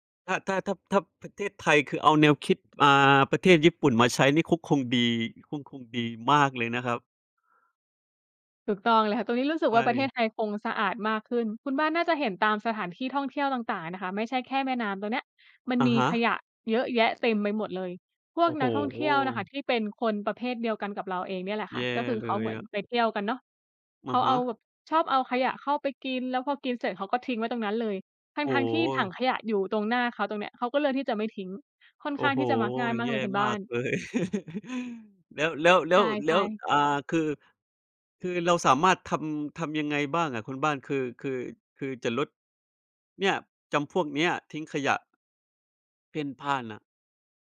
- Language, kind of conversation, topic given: Thai, unstructured, คุณรู้สึกอย่างไรเมื่อเห็นคนทิ้งขยะลงในแม่น้ำ?
- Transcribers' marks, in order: chuckle; tapping